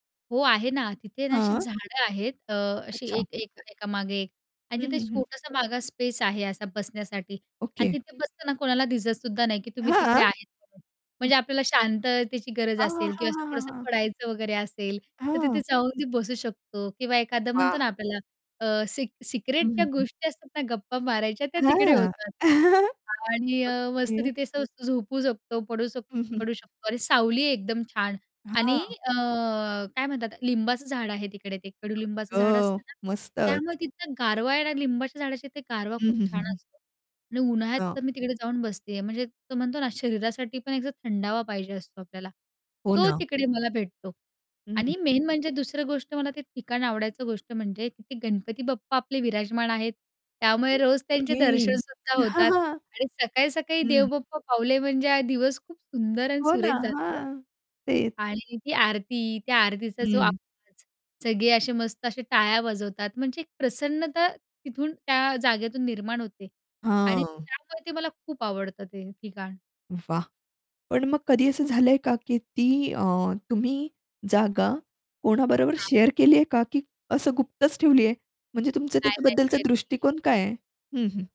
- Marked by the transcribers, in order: static; in English: "स्पेस"; distorted speech; chuckle; tapping; other background noise; in English: "मेन"; chuckle; in English: "शेअर"; in English: "शेअर"
- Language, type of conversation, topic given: Marathi, podcast, तुमच्या परिसरातली लपलेली जागा कोणती आहे, आणि ती तुम्हाला का आवडते?